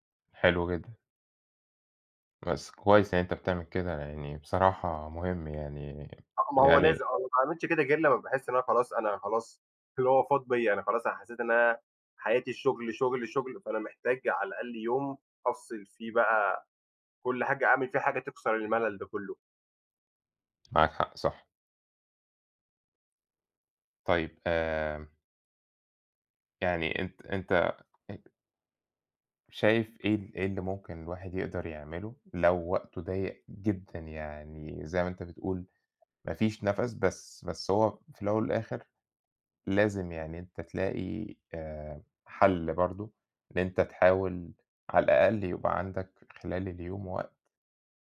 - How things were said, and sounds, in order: tapping
- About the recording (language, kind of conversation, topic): Arabic, unstructured, إزاي تحافظ على توازن بين الشغل وحياتك؟